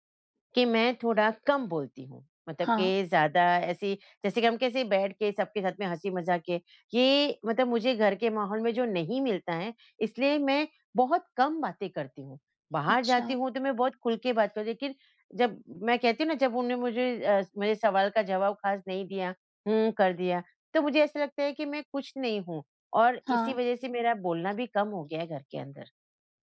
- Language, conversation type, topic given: Hindi, advice, जब प्रगति बहुत धीमी लगे, तो मैं प्रेरित कैसे रहूँ और चोट से कैसे बचूँ?
- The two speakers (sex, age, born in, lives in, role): female, 20-24, India, India, advisor; female, 50-54, India, India, user
- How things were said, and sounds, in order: none